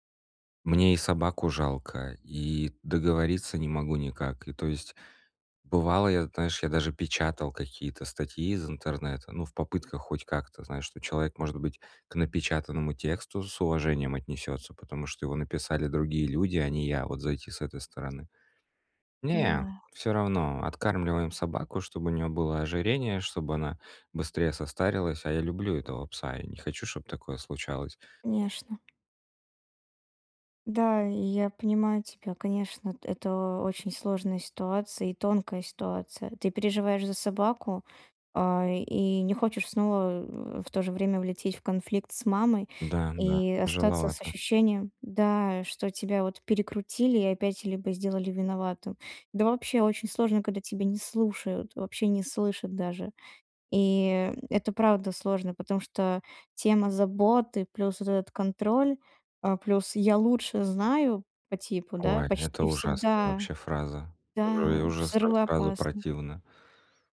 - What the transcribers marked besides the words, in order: tapping; other background noise; background speech
- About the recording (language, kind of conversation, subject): Russian, advice, Как вести разговор, чтобы не накалять эмоции?